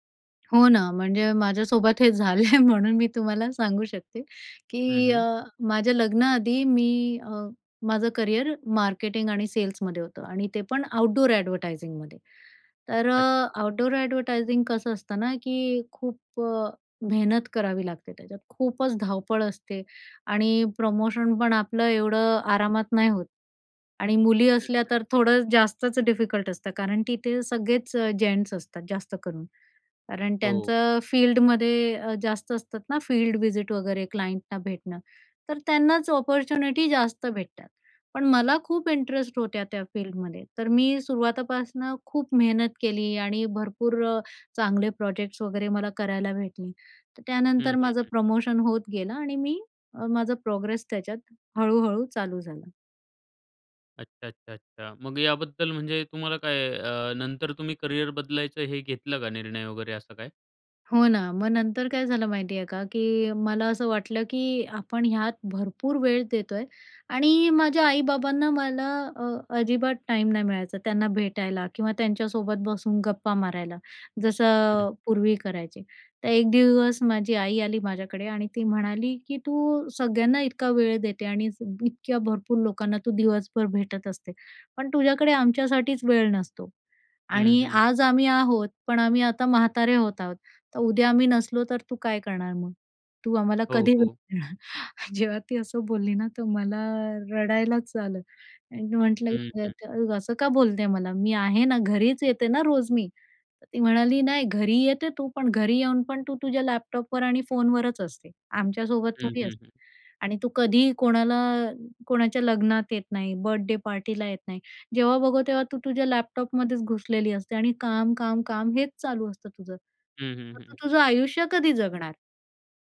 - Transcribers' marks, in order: laughing while speaking: "झालंय"; in English: "आउटडोअर एडव्हर्टायझिंगमध्ये"; in English: "आउटडोअर एडव्हर्टायझिंग"; in English: "डिफिकल्ट"; in English: "फील्डमध्ये"; in English: "फील्ड विजिट"; in English: "क्लाइंटना"; in English: "ऑपॉर्च्युनिटी"; in English: "प्रोग्रेस"; laughing while speaking: "वेळ देणार?"; chuckle; trusting: "जेव्हा ती असं बोलली ना तर मला अ, रडायलाच आलं"
- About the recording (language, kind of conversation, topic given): Marathi, podcast, करिअर बदलताना तुला सगळ्यात मोठी भीती कोणती वाटते?